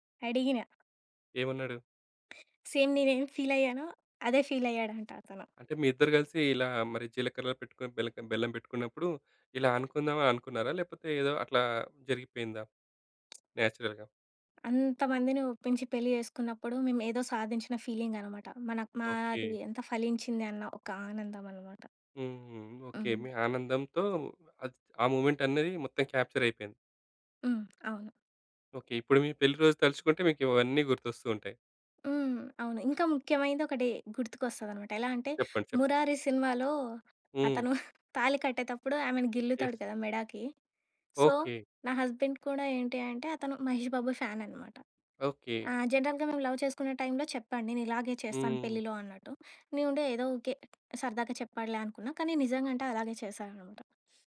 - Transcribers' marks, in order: other noise; in English: "సేమ్"; in English: "ఫీల్"; in English: "ఫీల్"; tapping; in English: "నేచురల్‌గా"; in English: "ఫీలింగ్"; in English: "మొమెంట్"; in English: "క్యాప్చర్"; chuckle; in English: "యెస్"; in English: "సో"; in English: "హస్బెండ్"; in English: "ఫాన్"; in English: "జనరల్‌గా"; in English: "లవ్"; sniff
- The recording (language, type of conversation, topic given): Telugu, podcast, ఎప్పటికీ మరిచిపోలేని రోజు మీ జీవితంలో ఏది?